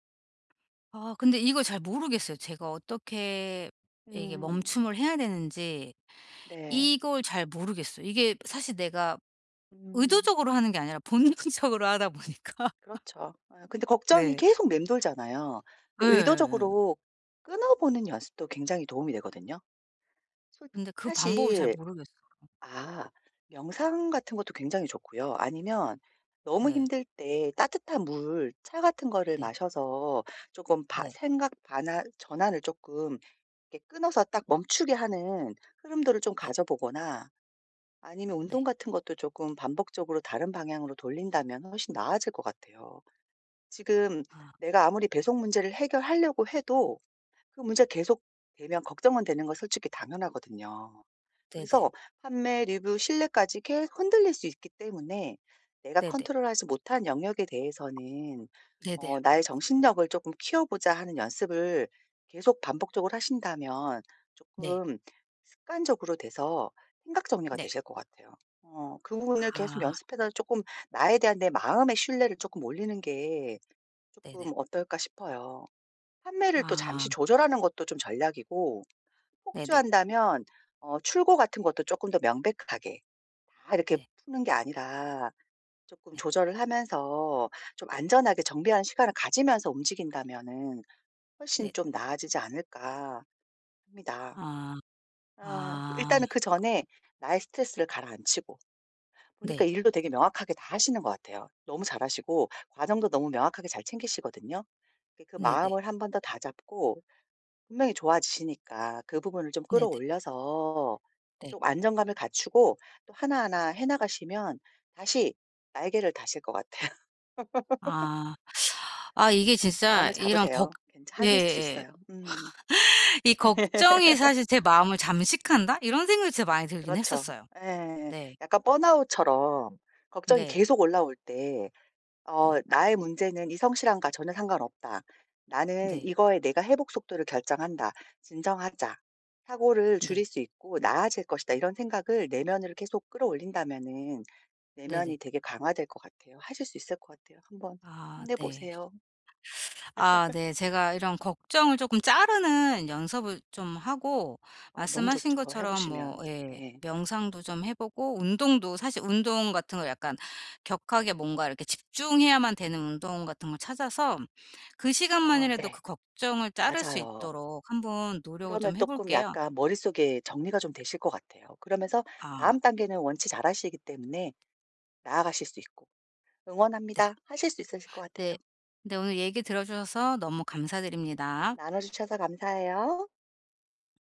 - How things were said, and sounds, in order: other background noise; laughing while speaking: "본능적으로 하다 보니까"; laugh; tapping; laughing while speaking: "같아요"; laugh; teeth sucking; exhale; inhale; laugh; laugh; laugh
- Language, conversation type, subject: Korean, advice, 걱정이 멈추지 않을 때, 걱정을 줄이고 해결에 집중하려면 어떻게 해야 하나요?